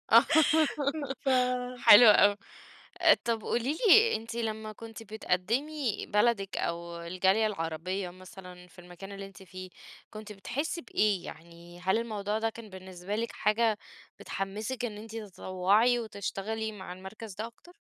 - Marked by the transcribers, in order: laughing while speaking: "آه"; laugh
- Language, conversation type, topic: Arabic, podcast, احكيلي عن لقاء صدفة إزاي ادّاك فرصة ماكنتش متوقّعها؟